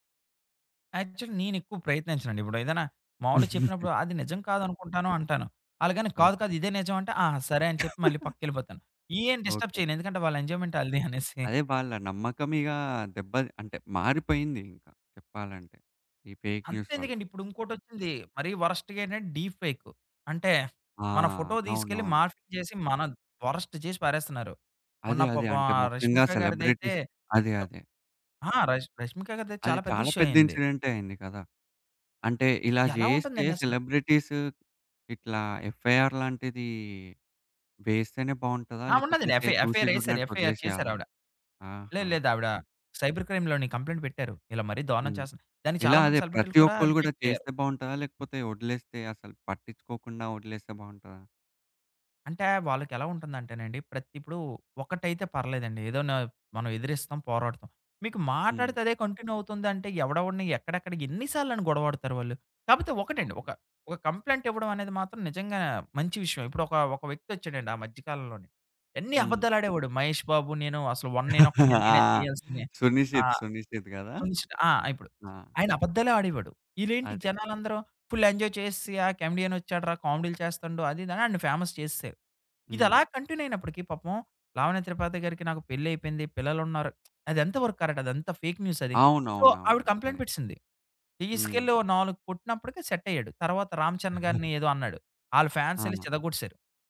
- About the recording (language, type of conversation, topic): Telugu, podcast, నకిలీ వార్తలు ప్రజల నమ్మకాన్ని ఎలా దెబ్బతీస్తాయి?
- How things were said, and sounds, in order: in English: "యాక్చువల్లీ"; giggle; giggle; in English: "డిస్టర్బ్"; chuckle; in English: "ఫేక్ న్యూస్"; in English: "వరస్ట్‌గా"; in English: "మార్ఫింగ్"; in English: "వరెస్ట్"; in English: "సెలబ్రిటీస్"; in English: "ఇష్యూ"; in English: "సెలబ్రిటీస్"; in English: "ఎఫ్ఐఆర్"; in English: "ఎఫ్ఐఆర్"; in English: "సైబర్ క్రైమ్"; in English: "కంప్లయింట్"; in English: "కంటిన్యూ"; chuckle; in English: "ఫుల్ ఎంజాయ్"; in English: "కామెడీలు"; in English: "ఫేమస్"; in English: "కంటిన్యూ"; in English: "కరెక్ట్"; in English: "ఫేక్"; in English: "సో"; in English: "కంప్లెయింట్"; in English: "కరెక్ట్"; giggle